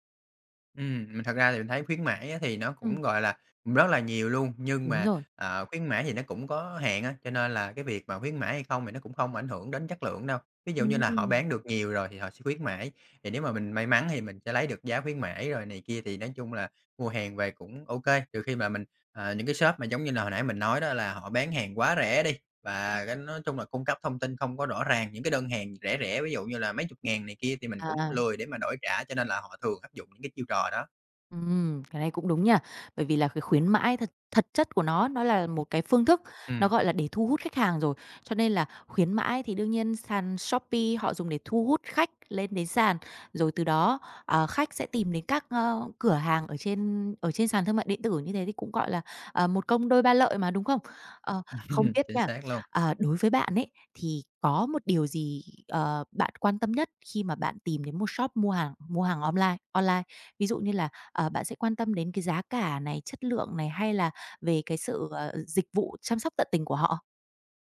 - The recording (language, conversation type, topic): Vietnamese, podcast, Bạn có thể chia sẻ trải nghiệm mua sắm trực tuyến của mình không?
- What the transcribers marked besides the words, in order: tapping; other background noise; laugh; "online" said as "om lai"